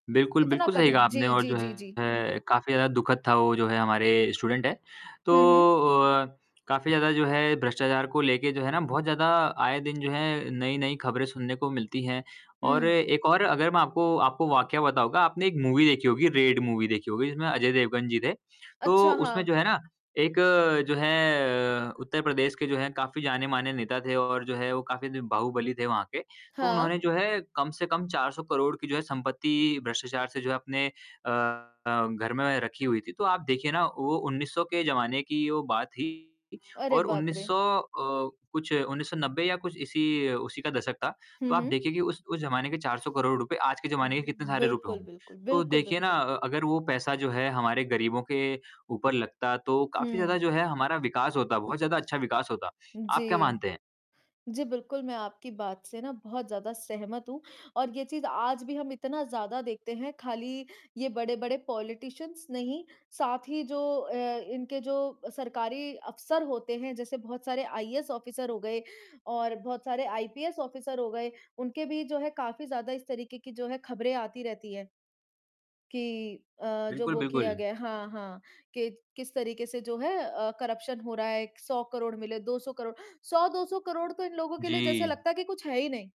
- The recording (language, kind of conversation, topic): Hindi, unstructured, आपको क्या लगता है कि भ्रष्टाचार हमारे समाज को कैसे प्रभावित करता है?
- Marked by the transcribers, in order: mechanical hum; distorted speech; in English: "स्टूडेंट"; in English: "मूवी"; in English: "मूवी"; horn; static; in English: "पॉलिटिशियंस"; in English: "करप्शन"